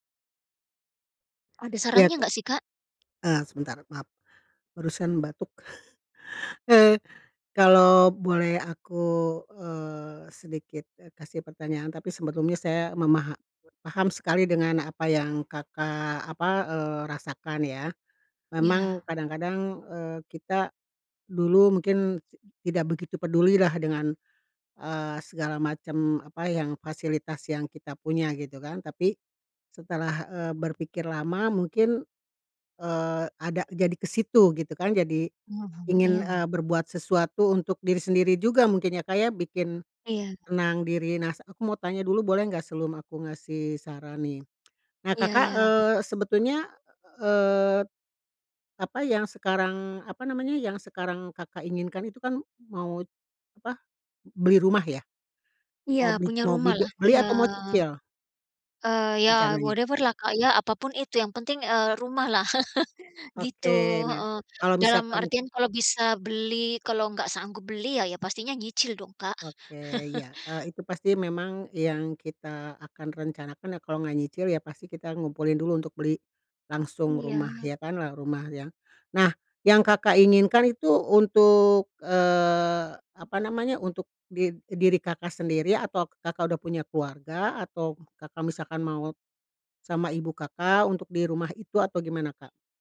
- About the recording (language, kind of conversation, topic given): Indonesian, advice, Apa saja kendala yang Anda hadapi saat menabung untuk tujuan besar seperti membeli rumah atau membiayai pendidikan anak?
- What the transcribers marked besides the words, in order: chuckle; in English: "whatever-lah"; chuckle; chuckle